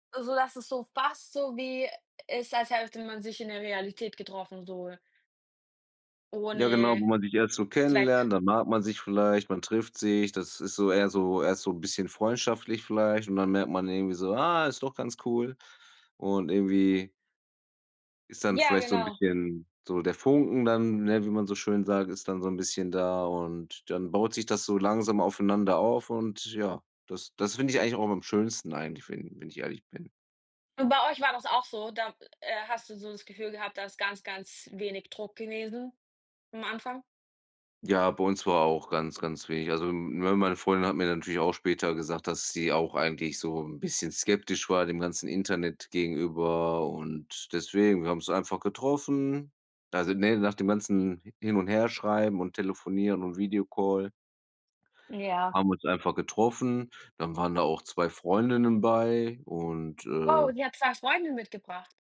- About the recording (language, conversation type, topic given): German, unstructured, Wie reagierst du, wenn dein Partner nicht ehrlich ist?
- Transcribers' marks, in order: none